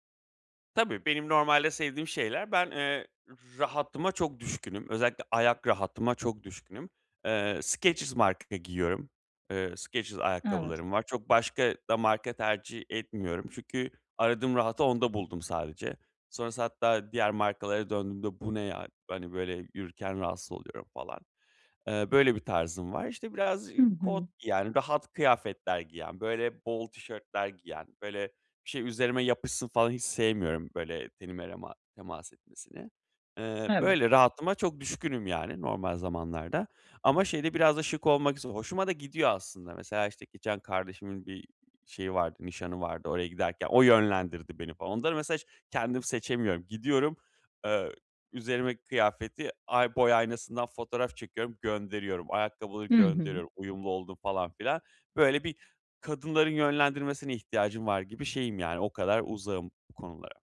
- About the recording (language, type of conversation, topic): Turkish, advice, Alışverişte karar vermakta neden zorlanıyorum?
- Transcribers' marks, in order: other background noise